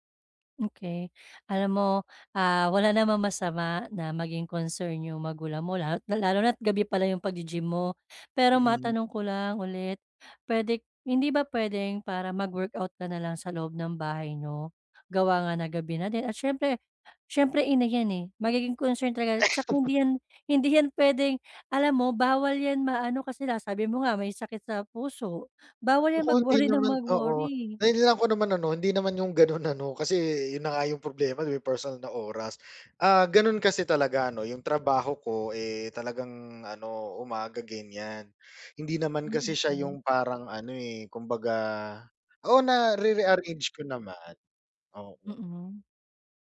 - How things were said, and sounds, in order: chuckle; other background noise; laughing while speaking: "mag-worry"; tapping; laughing while speaking: "gano'n ano"; wind
- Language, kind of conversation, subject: Filipino, advice, Paano ko mapoprotektahan ang personal kong oras mula sa iba?